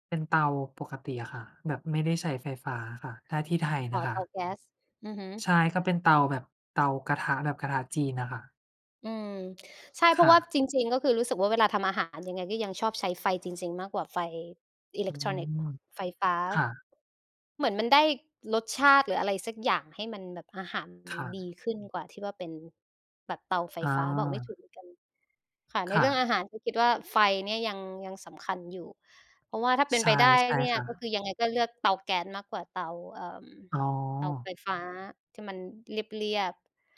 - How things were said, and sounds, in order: tapping
- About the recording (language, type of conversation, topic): Thai, unstructured, ทำไมการค้นพบไฟจึงเป็นจุดเปลี่ยนสำคัญในประวัติศาสตร์มนุษย์?